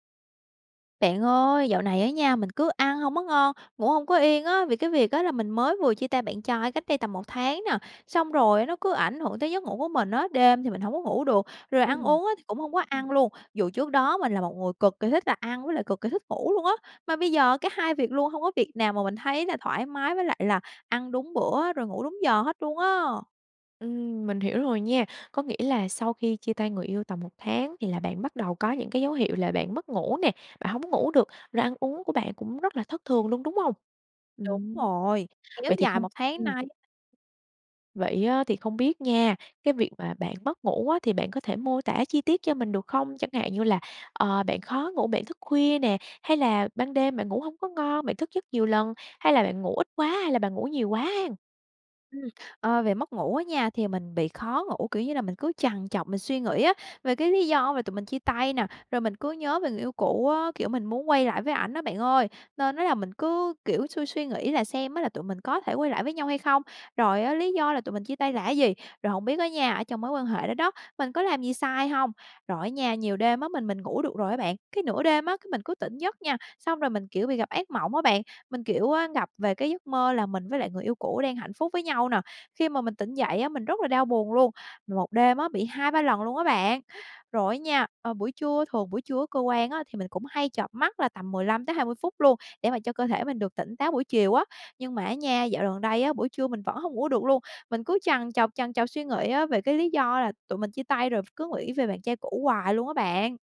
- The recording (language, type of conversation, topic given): Vietnamese, advice, Bạn đang bị mất ngủ và ăn uống thất thường vì đau buồn, đúng không?
- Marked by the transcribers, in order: tapping; other background noise